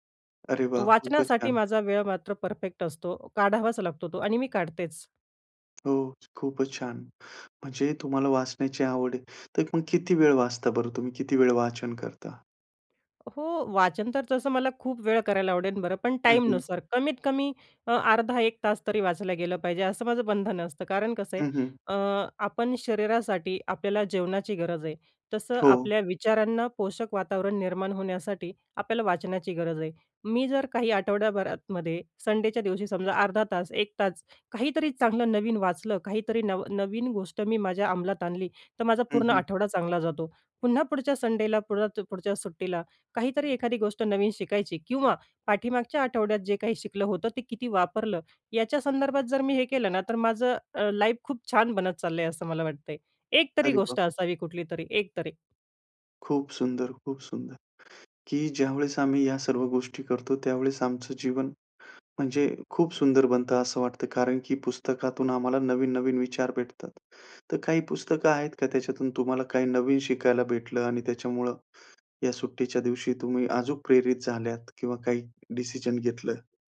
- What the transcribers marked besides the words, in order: other background noise; tapping; in English: "लाईफ"; in English: "डिसिजन"
- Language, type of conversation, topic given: Marathi, podcast, तुमचा आदर्श सुट्टीचा दिवस कसा असतो?